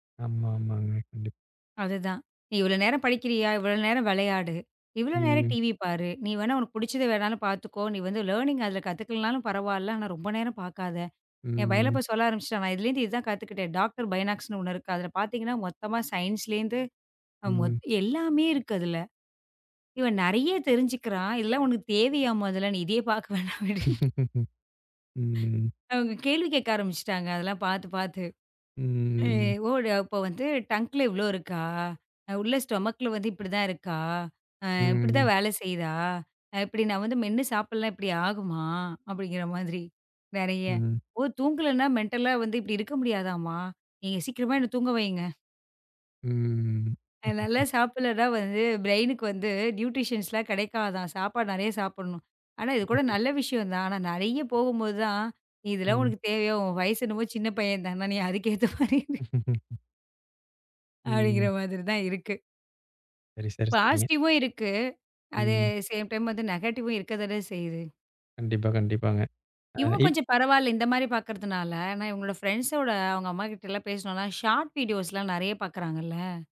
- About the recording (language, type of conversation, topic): Tamil, podcast, குழந்தைகளை படிப்பில் ஆர்வம் கொள்ளச் செய்வதில் உங்களுக்கு என்ன அனுபவம் இருக்கிறது?
- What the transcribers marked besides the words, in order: tapping; in English: "லேர்னிங்"; in English: "டாக்டர் பைனாக்ஸ்ன்னு"; laugh; chuckle; in English: "டங்குல"; in English: "ஸ்டொமக்"; in English: "மெண்டல்லா"; chuckle; in English: "ப்ரெயிங்க்கு"; in English: "நியூற்றிஷியன்ஸ்"; chuckle; laugh; laughing while speaking: "அப்படிங்கிற மாதிரி தான் இருக்கு"; in English: "பாசிட்டிவ்வும்"; other noise; in English: "சேம் டைம் நெக்டிவ்வும்"; in English: "ஷார்ட்ஸ் வீடியோஸ்லாம்"